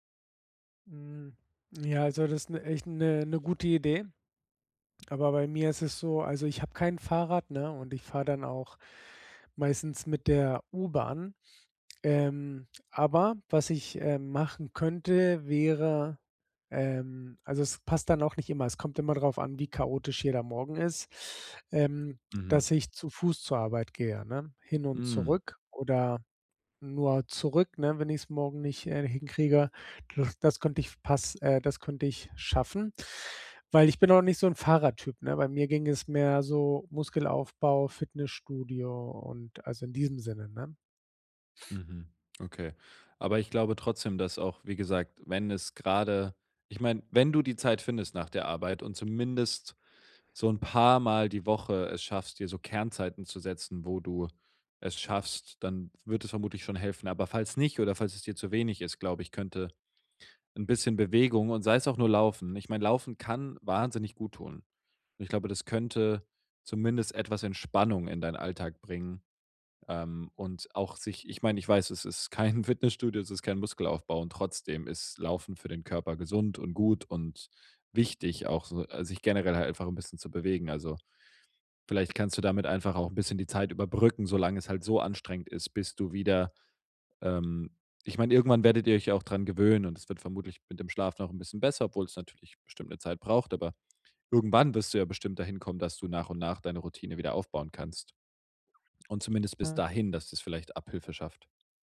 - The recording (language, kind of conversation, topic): German, advice, Wie kann ich trotz Unsicherheit eine tägliche Routine aufbauen?
- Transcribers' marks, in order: sniff